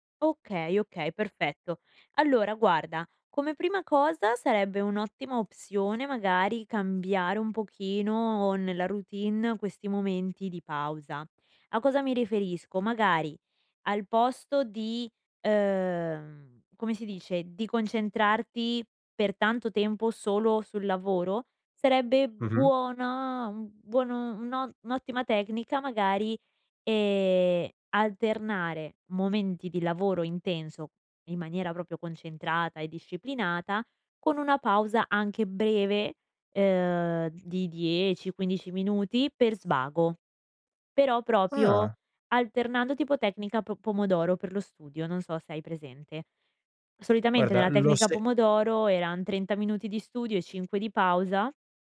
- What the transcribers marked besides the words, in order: "proprio" said as "propio"; "proprio" said as "propio"
- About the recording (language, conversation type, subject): Italian, advice, In che modo il multitasking continuo ha ridotto la qualità e la produttività del tuo lavoro profondo?